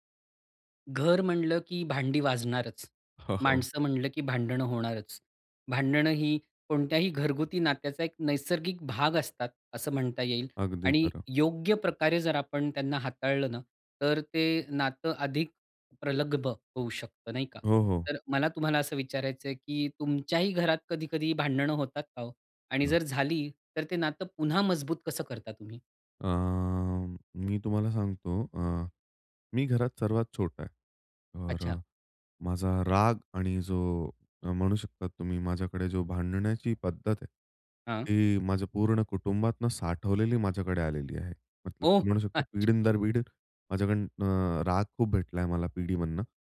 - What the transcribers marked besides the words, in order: "प्रगल्भ" said as "प्रलग्भ"; in Hindi: "मतलब"; surprised: "ओ अच्छा"
- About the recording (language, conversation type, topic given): Marathi, podcast, भांडणानंतर घरातलं नातं पुन्हा कसं मजबूत करतोस?